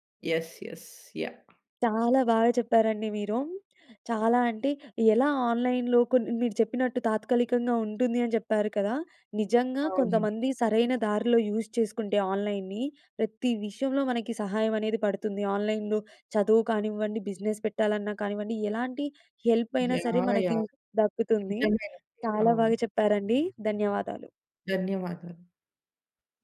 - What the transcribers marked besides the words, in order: in English: "ఆన్‌లైన్‌లో"; in English: "యూస్"; in English: "ఆన్‌లైన్‌లో"; in English: "బిజినెస్"; in English: "హెల్ప్"
- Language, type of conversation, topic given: Telugu, podcast, ఆన్‌లైన్ మద్దతు దీర్ఘకాలంగా బలంగా నిలవగలదా, లేక అది తాత్కాలికమేనా?